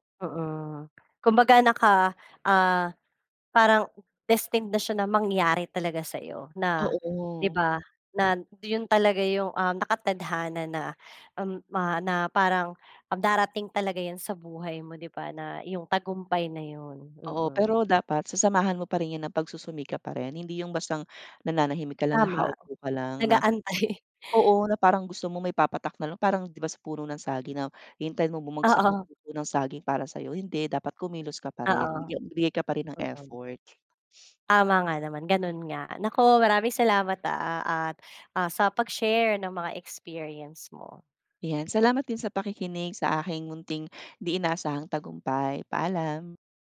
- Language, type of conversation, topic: Filipino, podcast, Anong kuwento mo tungkol sa isang hindi inaasahang tagumpay?
- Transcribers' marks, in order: laughing while speaking: "nag-aantay"; laugh; laughing while speaking: "Oo"